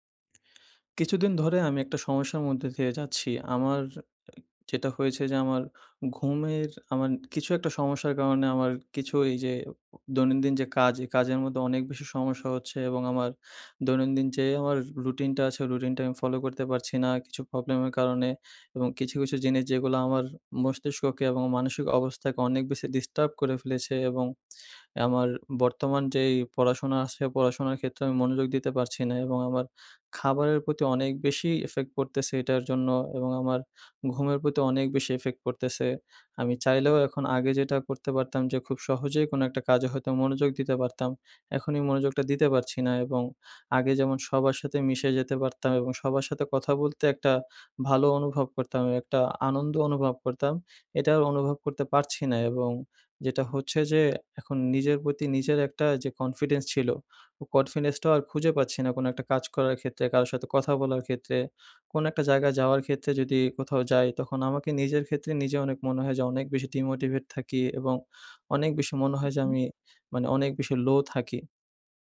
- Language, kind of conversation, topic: Bengali, advice, আপনার ঘুম কি বিঘ্নিত হচ্ছে এবং পুনরুদ্ধারের ক্ষমতা কি কমে যাচ্ছে?
- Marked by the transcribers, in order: in English: "effect"; in English: "effect"; in English: "confidence"; in English: "confidence"; in English: "demotivate"